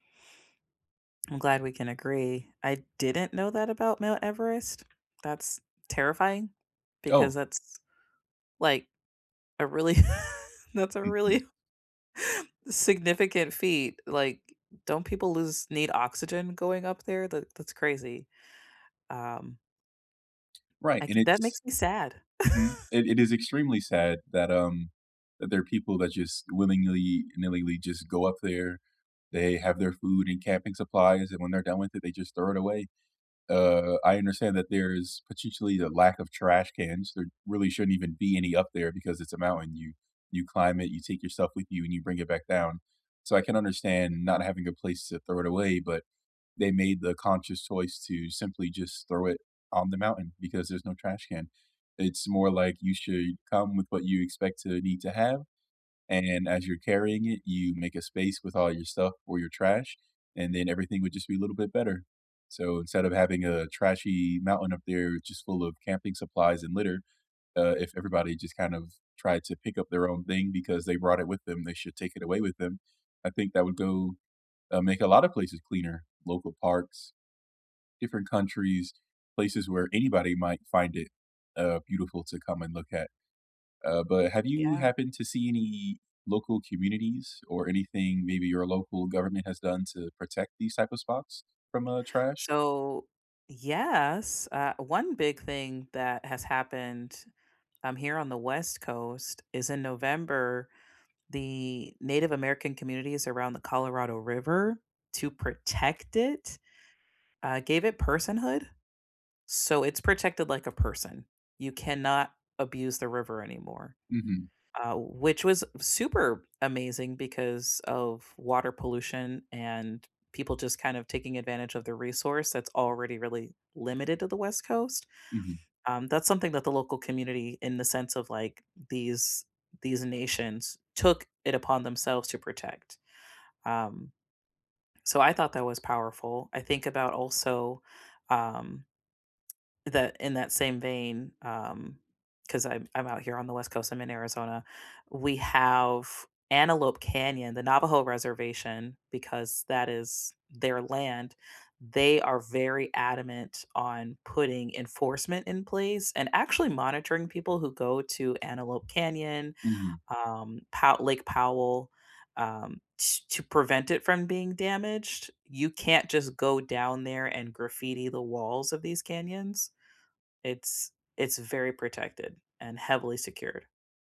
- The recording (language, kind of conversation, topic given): English, unstructured, What do you think about tourists who litter or damage places?
- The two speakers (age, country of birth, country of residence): 25-29, United States, United States; 30-34, United States, United States
- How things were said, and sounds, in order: tapping; laugh; laughing while speaking: "that's a really"; chuckle; other background noise; laugh